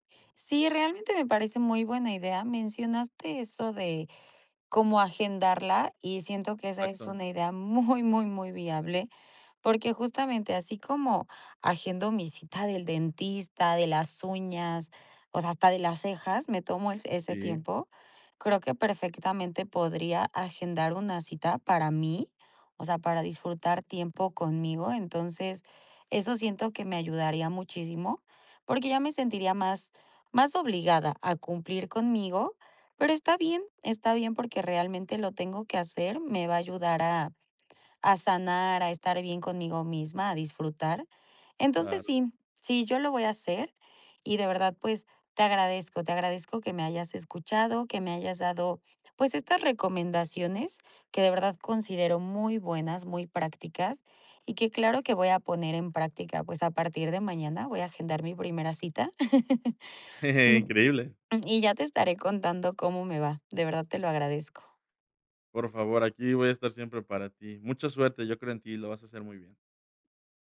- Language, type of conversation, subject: Spanish, advice, ¿Cómo puedo encontrar tiempo para mis hobbies y para el ocio?
- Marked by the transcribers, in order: laughing while speaking: "muy"; chuckle; other noise